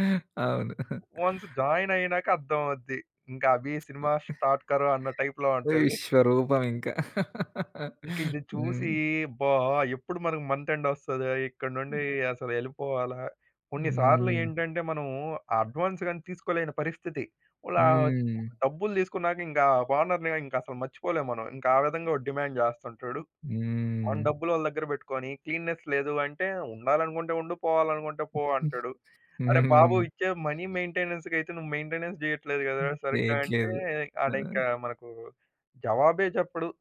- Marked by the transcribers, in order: other background noise; in English: "వన్స్ జాయిన్"; in Hindi: "అభి"; in English: "స్టార్ట్"; in Hindi: "కరో"; in English: "టైప్‌లో"; laugh; in English: "మంత్ ఎండ్"; in English: "అడ్వాన్స్"; in English: "ఓనర్‌ని"; in English: "డిమాండ్"; in English: "క్లీన్‌నెస్"; in English: "మనీ మెయింటెనెన్స్"; in English: "మెయింటెనెన్స్"
- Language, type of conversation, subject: Telugu, podcast, ఇల్లు ఎప్పుడూ శుభ్రంగా, సర్దుబాటుగా ఉండేలా మీరు పాటించే చిట్కాలు ఏమిటి?